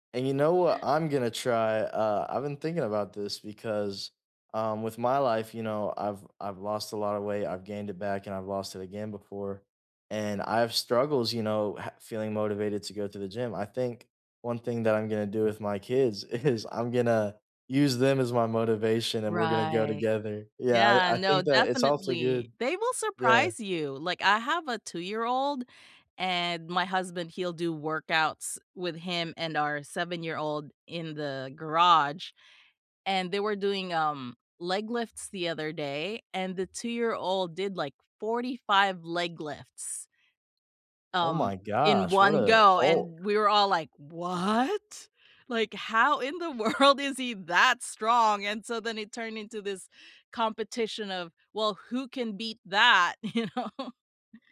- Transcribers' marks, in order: laughing while speaking: "is"; other background noise; surprised: "What?"; laughing while speaking: "world"; stressed: "that"; stressed: "that"; laughing while speaking: "you know?"
- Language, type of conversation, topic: English, unstructured, How do you notice your hobbies changing as your priorities shift over time?
- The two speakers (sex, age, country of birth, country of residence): female, 40-44, Philippines, United States; male, 18-19, United States, United States